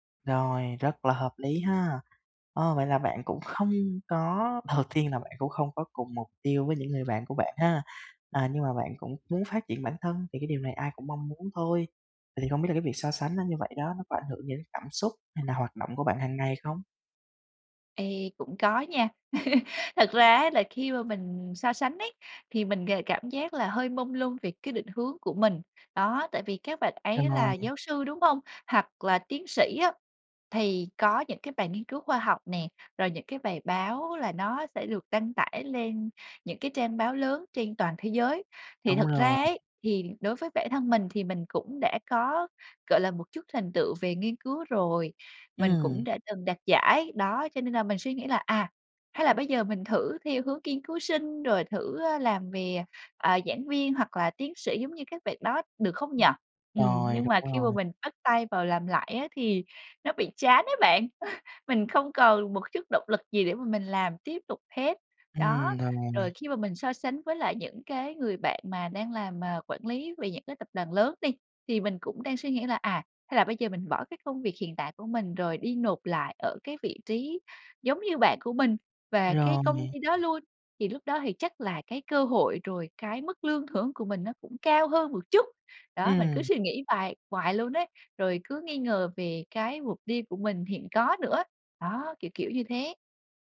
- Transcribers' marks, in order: laughing while speaking: "đầu tiên"; laugh; unintelligible speech; unintelligible speech; chuckle
- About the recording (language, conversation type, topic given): Vietnamese, advice, Làm sao để tôi không bị ảnh hưởng bởi việc so sánh mình với người khác?